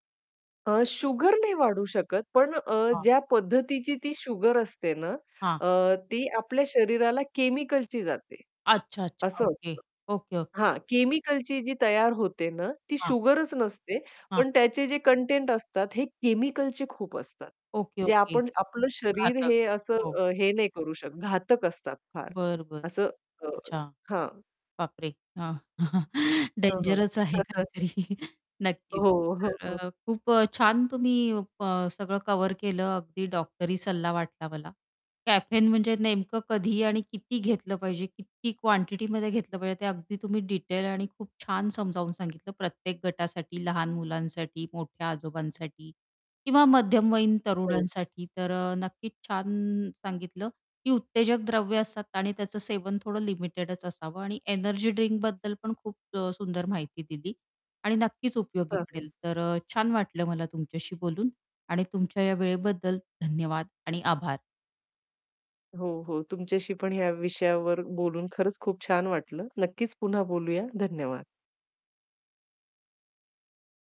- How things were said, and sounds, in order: static; chuckle; distorted speech; in English: "कॅफेन"
- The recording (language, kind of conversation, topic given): Marathi, podcast, कॅफेइन कधी आणि किती प्रमाणात घ्यावे असे तुम्हाला वाटते?